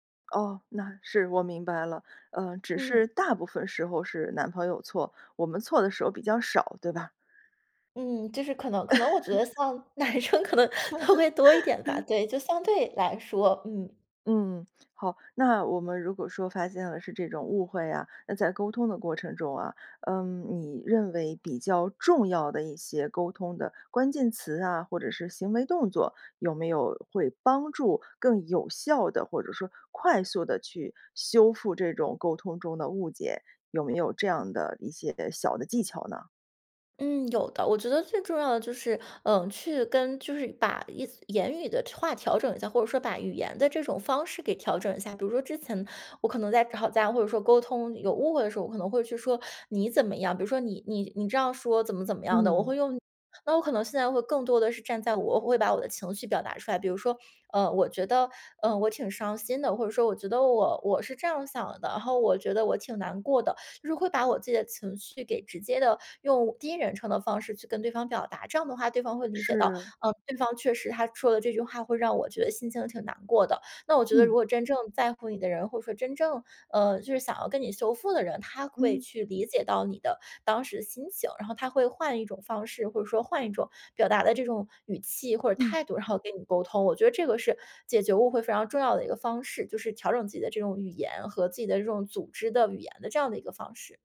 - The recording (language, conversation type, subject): Chinese, podcast, 你会怎么修复沟通中的误解？
- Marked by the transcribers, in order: laugh; other background noise; laugh; laughing while speaking: "男生可能都会"